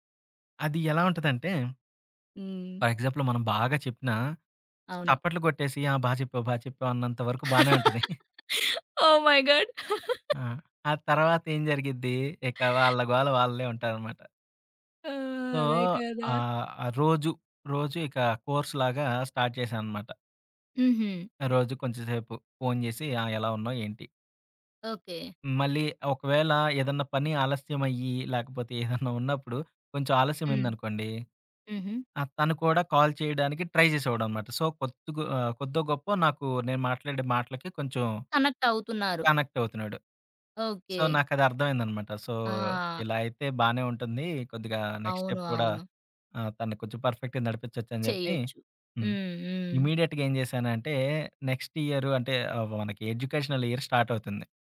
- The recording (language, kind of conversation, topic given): Telugu, podcast, బాధపడుతున్న బంధువుని ఎంత దూరం నుంచి ఎలా సపోర్ట్ చేస్తారు?
- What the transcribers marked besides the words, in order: in English: "ఫర్"; chuckle; in English: "ఓ! మై గాడ్"; chuckle; in English: "సో"; in English: "కోర్స్‌లాగా స్టార్ట్"; giggle; in English: "కాల్"; in English: "ట్రై"; in English: "సో"; in English: "సో"; in English: "సో"; in English: "నెక్స్ట్ స్టెప్"; in English: "పర్ఫెక్ట్‌గా"; in English: "నెక్స్ట్"; in English: "ఎడ్యుకేషనల్ ఇయర్"